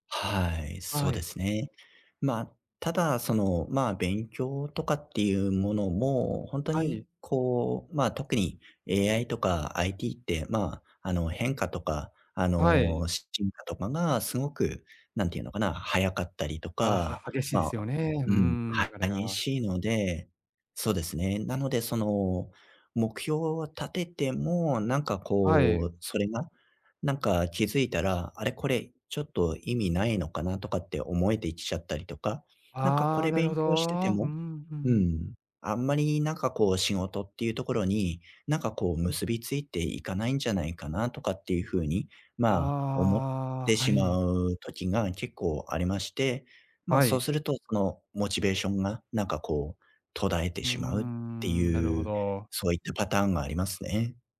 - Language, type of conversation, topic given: Japanese, advice, モチベーションが続かないのですが、どうすれば目標に向かって継続できますか？
- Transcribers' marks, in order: other noise